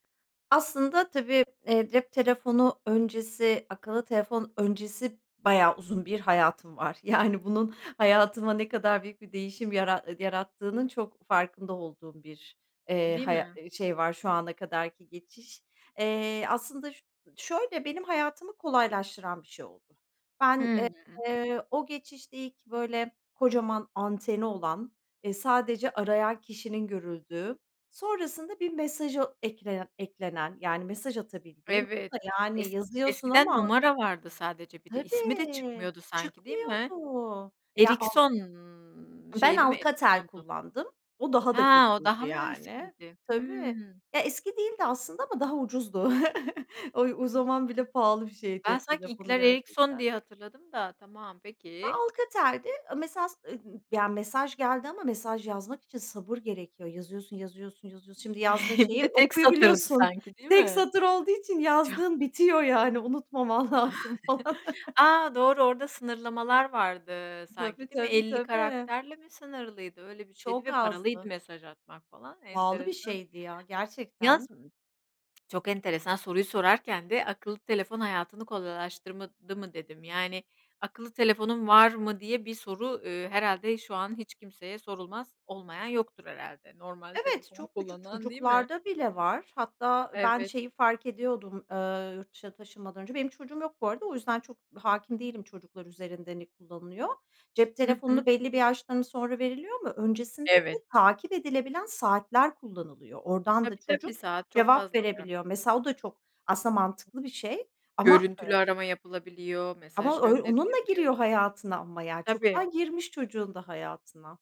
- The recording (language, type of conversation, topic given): Turkish, podcast, Akıllı telefon hayatını kolaylaştırdı mı yoksa dağıttı mı?
- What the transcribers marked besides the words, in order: tapping; drawn out: "Erikson"; chuckle; "Mesaj" said as "mesaz"; chuckle; laughing while speaking: "Ço"; chuckle; laughing while speaking: "falan"; chuckle; other background noise